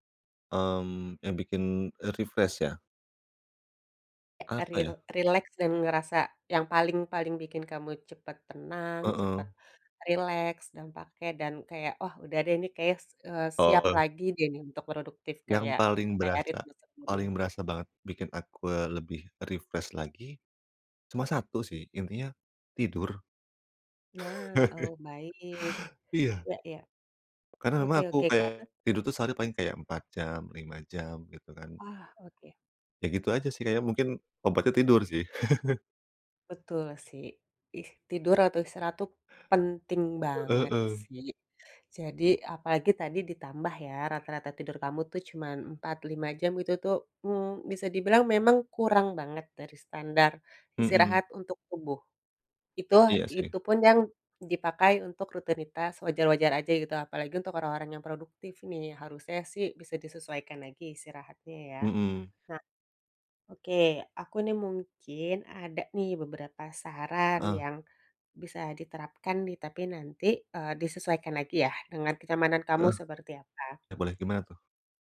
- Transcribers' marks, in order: in English: "refresh"; tapping; in English: "refresh"; laugh; chuckle; background speech
- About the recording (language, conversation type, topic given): Indonesian, advice, Bagaimana cara belajar bersantai tanpa merasa bersalah dan tanpa terpaku pada tuntutan untuk selalu produktif?